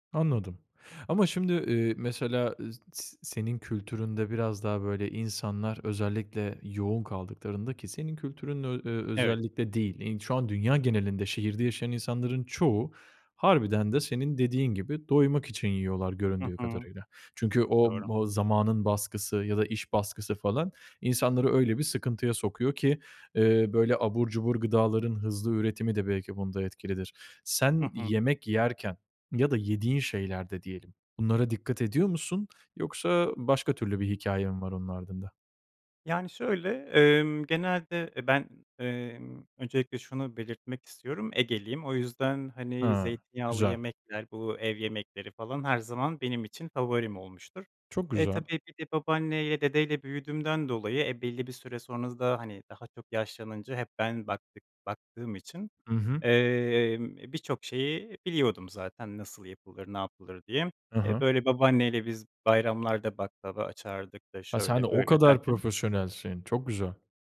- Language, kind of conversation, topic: Turkish, podcast, Mutfakta en çok hangi yemekleri yapmayı seviyorsun?
- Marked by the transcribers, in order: none